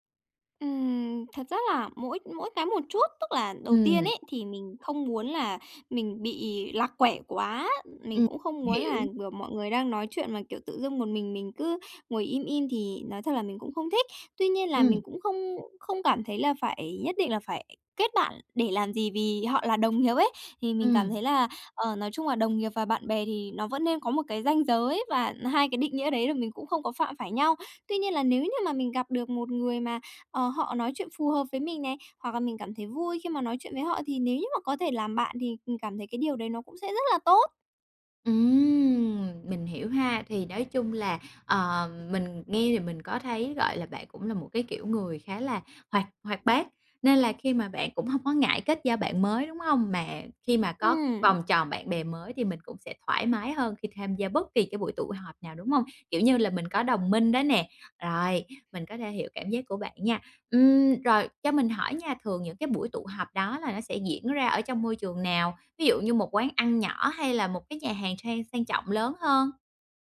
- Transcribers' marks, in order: unintelligible speech; drawn out: "Ừm"; tapping
- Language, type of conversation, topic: Vietnamese, advice, Làm sao để tôi dễ hòa nhập hơn khi tham gia buổi gặp mặt?